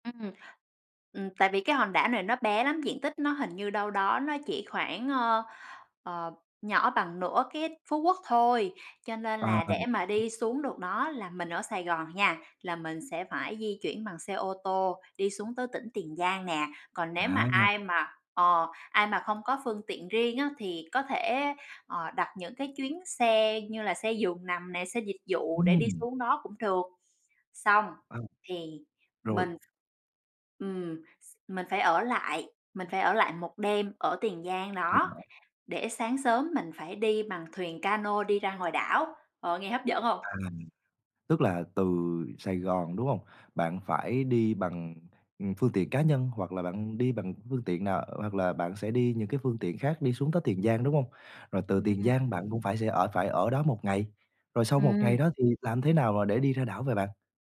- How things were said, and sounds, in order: other background noise
- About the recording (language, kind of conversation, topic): Vietnamese, podcast, Điểm đến du lịch đáng nhớ nhất của bạn là đâu?